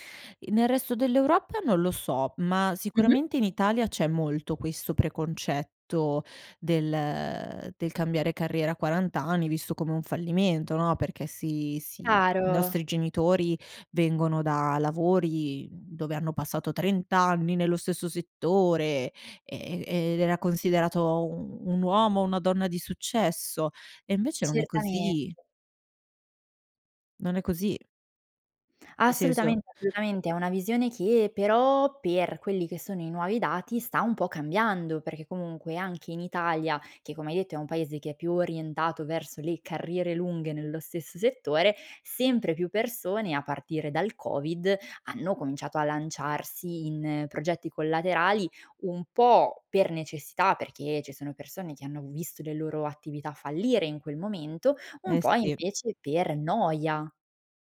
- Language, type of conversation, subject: Italian, podcast, Qual è il primo passo per ripensare la propria carriera?
- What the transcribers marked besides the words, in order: other background noise